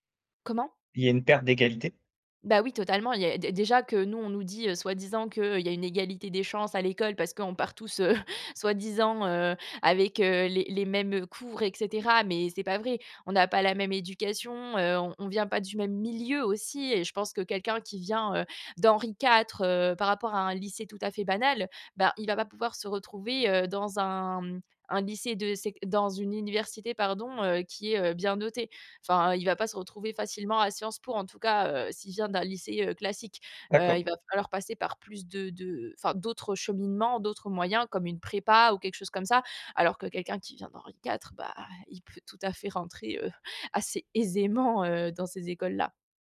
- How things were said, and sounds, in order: chuckle; stressed: "milieu"; tapping; stressed: "aisément"
- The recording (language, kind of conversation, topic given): French, podcast, Que penses-tu des notes et des classements ?